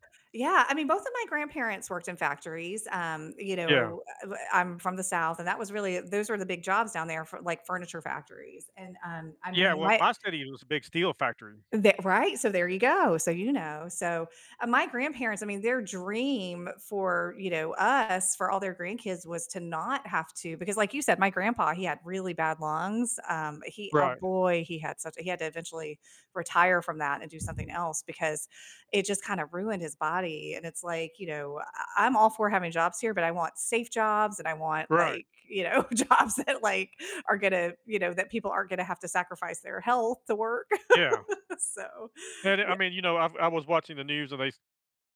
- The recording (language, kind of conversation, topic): English, unstructured, What recent news story worried you?
- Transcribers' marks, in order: other background noise; laughing while speaking: "jobs that, like"; laugh